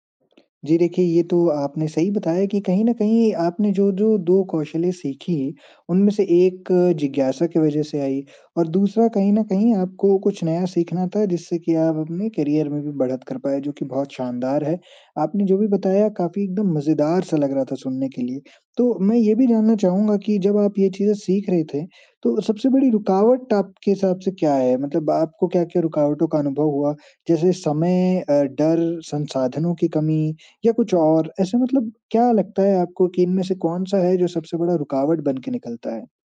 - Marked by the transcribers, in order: in English: "करियर"
- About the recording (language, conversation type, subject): Hindi, podcast, नए कौशल सीखने में आपको सबसे बड़ी बाधा क्या लगती है?